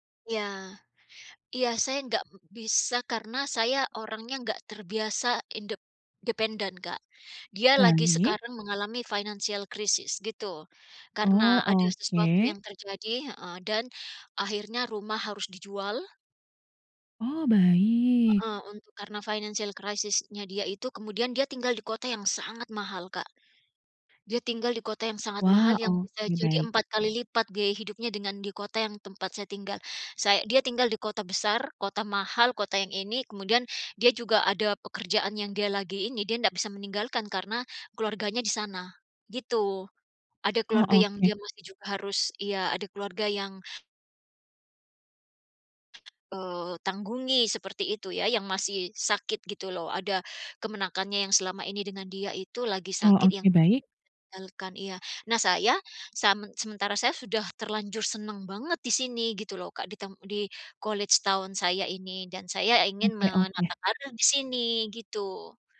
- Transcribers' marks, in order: in English: "financial crisis"; in English: "financial crisis-nya"; other background noise; unintelligible speech; in English: "college town"
- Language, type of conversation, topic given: Indonesian, advice, Bimbang ingin mengakhiri hubungan tapi takut menyesal